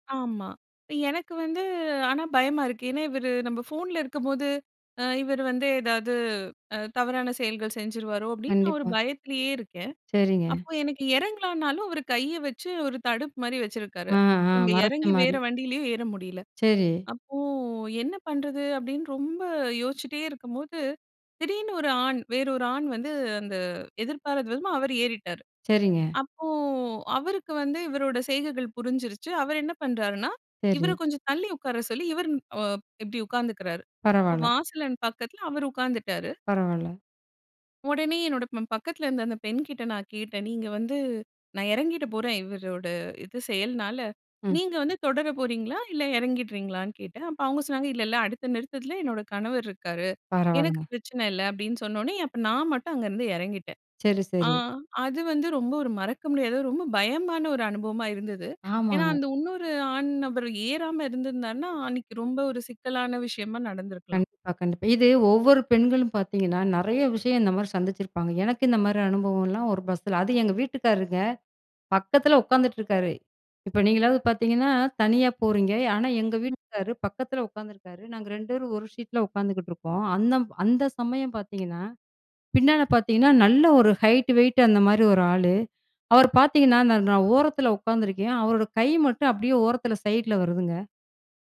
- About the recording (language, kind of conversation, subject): Tamil, podcast, பயணத்தின் போது உங்களுக்கு ஏற்பட்ட மிகப் பெரிய அச்சம் என்ன, அதை நீங்கள் எப்படிக் கடந்து வந்தீர்கள்?
- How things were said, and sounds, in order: afraid: "எனக்கு வந்து ஆனா பயமா இருக்கு … ஒரு பயத்திலேயே இருக்கேன்"; drawn out: "அப்போ"; other background noise; in English: "பஸ்ல"; in English: "சீட்ல"; in English: "ஹைட், வெய்ட்"; in English: "சைட்ல"